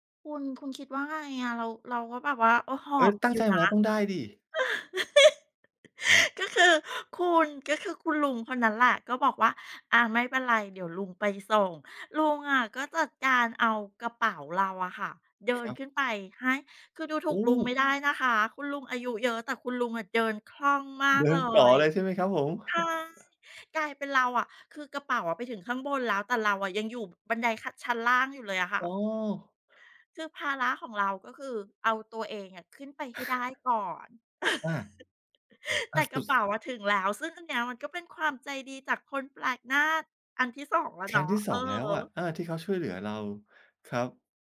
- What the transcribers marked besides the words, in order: tapping; laugh; other background noise; chuckle; laugh
- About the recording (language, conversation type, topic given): Thai, podcast, คุณเคยได้รับความเมตตาจากคนแปลกหน้าบ้างไหม เล่าให้ฟังหน่อยได้ไหม?